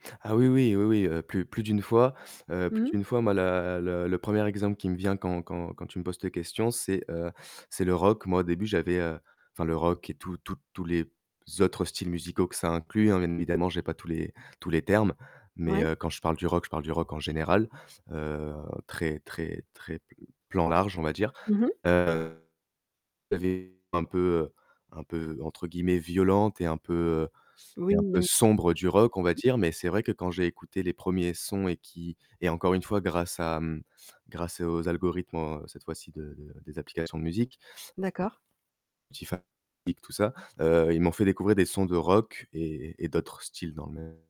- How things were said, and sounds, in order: static; distorted speech; stressed: "sombre"; other background noise; unintelligible speech
- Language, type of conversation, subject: French, podcast, Qu’est-ce qui te pousse à explorer un nouveau style musical ?